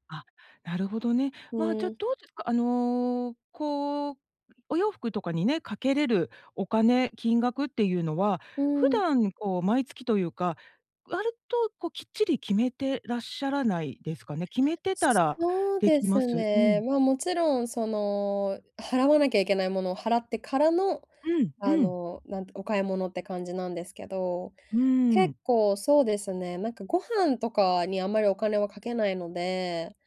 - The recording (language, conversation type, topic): Japanese, advice, 衝動買いを抑えるために、日常でできる工夫は何ですか？
- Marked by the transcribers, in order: none